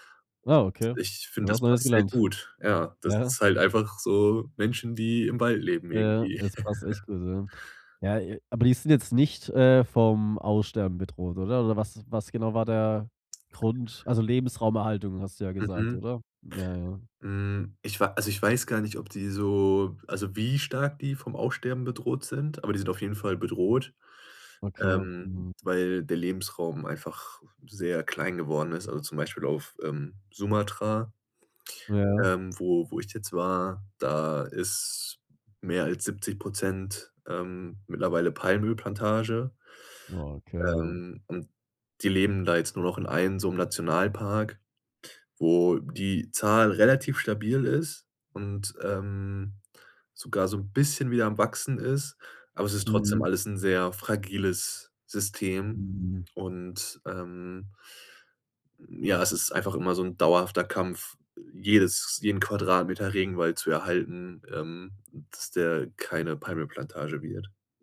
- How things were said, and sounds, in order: laugh; other background noise
- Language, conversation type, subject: German, podcast, Was war deine denkwürdigste Begegnung auf Reisen?